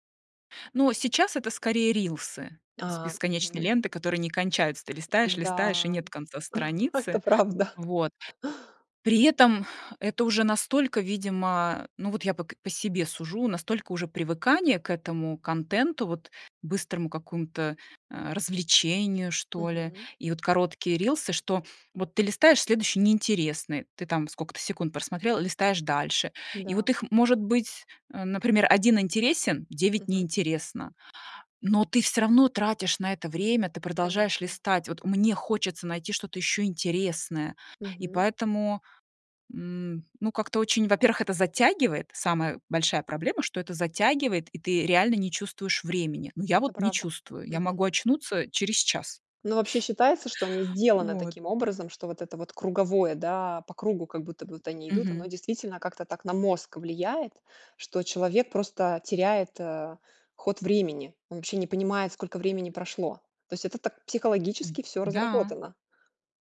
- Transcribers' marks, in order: tapping; laughing while speaking: "Это правда"; exhale; chuckle
- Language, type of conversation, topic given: Russian, podcast, Как вы справляетесь с бесконечными лентами в телефоне?